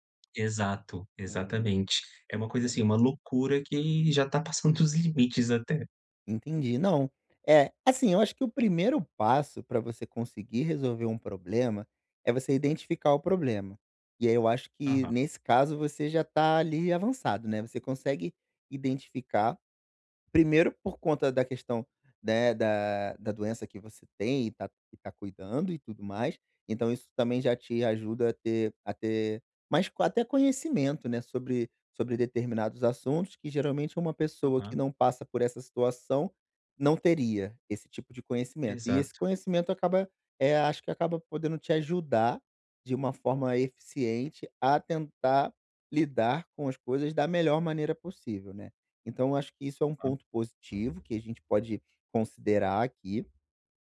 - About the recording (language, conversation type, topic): Portuguese, advice, Como posso responder com autocompaixão quando minha ansiedade aumenta e me assusta?
- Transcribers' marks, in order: none